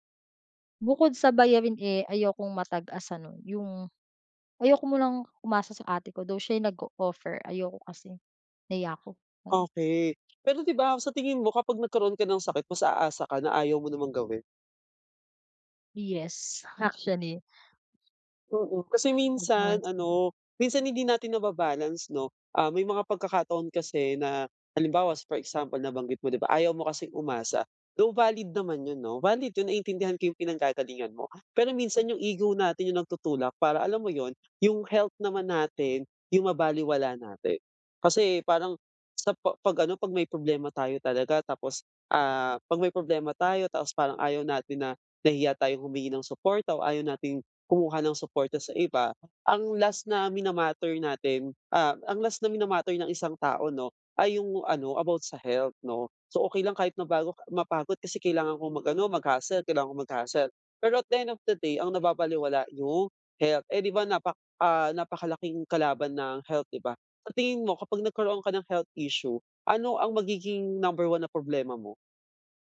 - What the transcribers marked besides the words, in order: tapping; fan; unintelligible speech; "halimbawa" said as "halimbawas"; other background noise
- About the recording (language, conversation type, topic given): Filipino, advice, Paano ko tatanggapin ang aking mga limitasyon at matutong magpahinga?